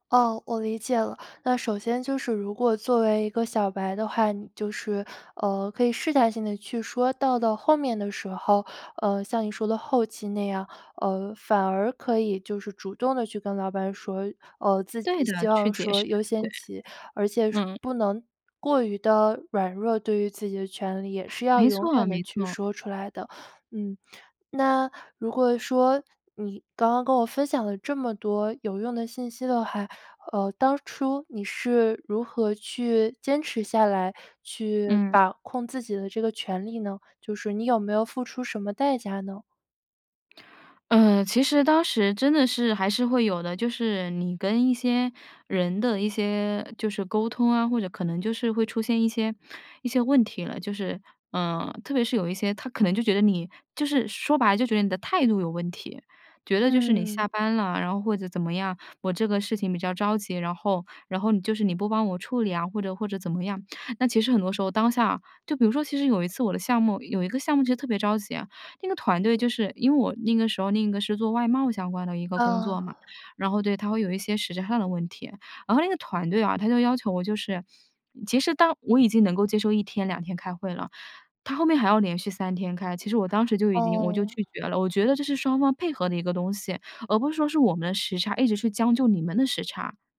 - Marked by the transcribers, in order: other background noise
- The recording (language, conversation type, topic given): Chinese, podcast, 如何在工作和生活之间划清并保持界限？